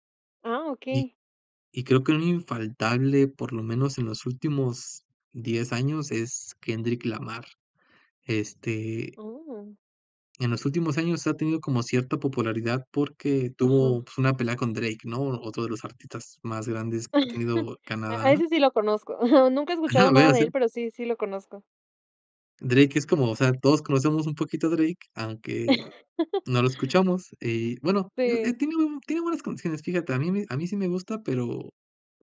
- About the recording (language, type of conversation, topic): Spanish, podcast, ¿Qué artista recomendarías a cualquiera sin dudar?
- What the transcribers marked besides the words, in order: chuckle; laugh